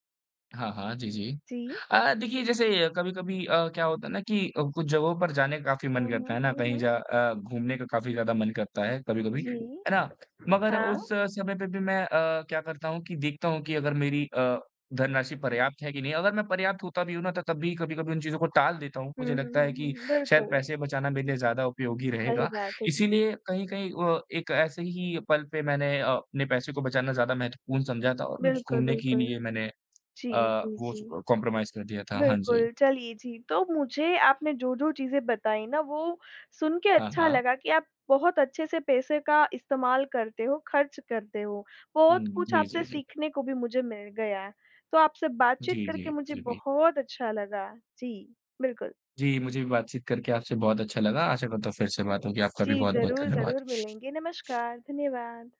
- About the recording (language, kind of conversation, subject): Hindi, podcast, पैसे बचाने और खर्च करने के बीच आप फैसला कैसे करते हैं?
- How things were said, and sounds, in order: other background noise; in English: "कंप्रोमाइज़"; tapping